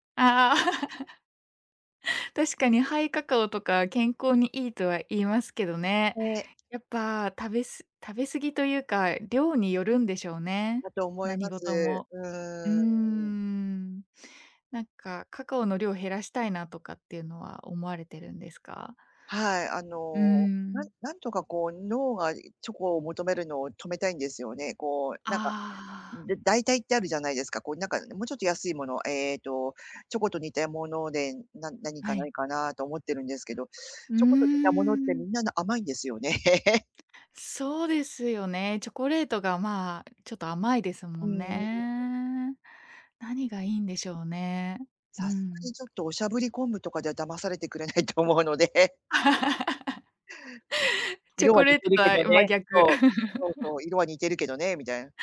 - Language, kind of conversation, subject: Japanese, advice, 日々の無駄遣いを減らしたいのに誘惑に負けてしまうのは、どうすれば防げますか？
- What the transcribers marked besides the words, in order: giggle; tapping; other background noise; drawn out: "うーん"; chuckle; laughing while speaking: "思うので"; chuckle; chuckle